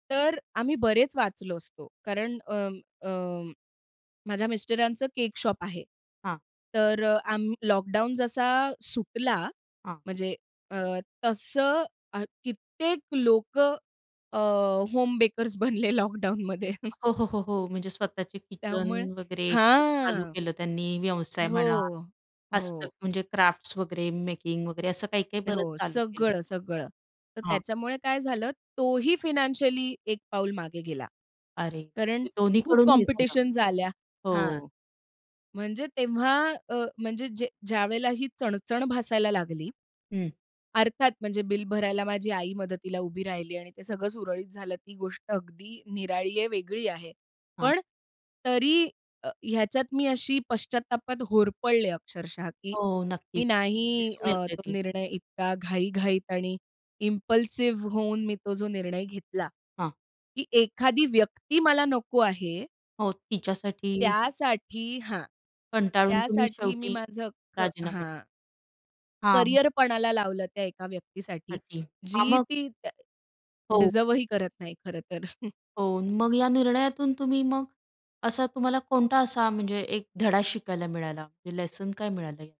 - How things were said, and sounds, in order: in English: "शॉप"; laughing while speaking: "होम बेकर्स बनले लॉकडाऊनमध्ये"; in English: "होम बेकर्स"; chuckle; other background noise; tapping; in English: "इम्पल्सिव्ह"; unintelligible speech; in English: "डिझर्व्ह"; chuckle; in English: "लेसन"
- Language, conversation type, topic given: Marathi, podcast, एखाद्या निर्णयाबद्दल पश्चात्ताप वाटत असेल, तर पुढे तुम्ही काय कराल?